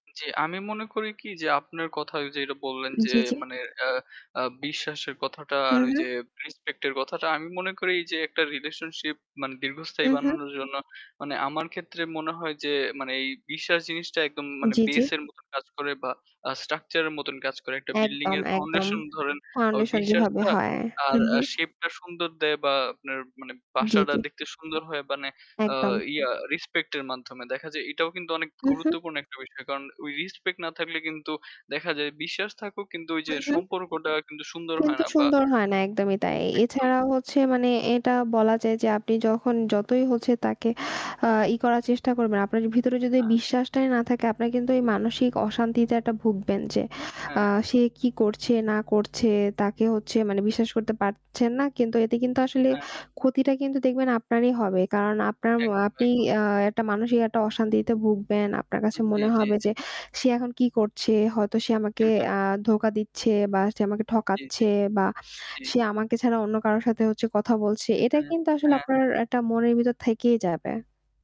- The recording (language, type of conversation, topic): Bengali, unstructured, কীভাবে সম্পর্ককে দীর্ঘস্থায়ী করা যায়?
- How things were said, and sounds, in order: static; in English: "base"; in English: "structure"; tapping; distorted speech; in English: "shape"